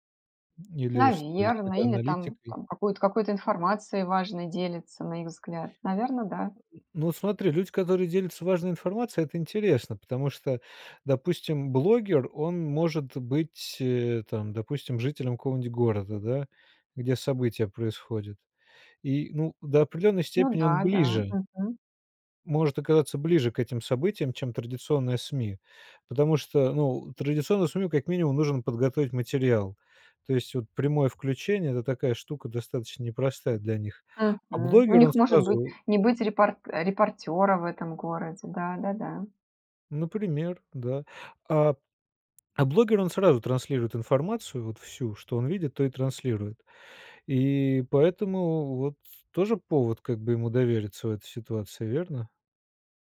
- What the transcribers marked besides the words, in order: tapping; other background noise
- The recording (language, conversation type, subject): Russian, podcast, Почему люди доверяют блогерам больше, чем традиционным СМИ?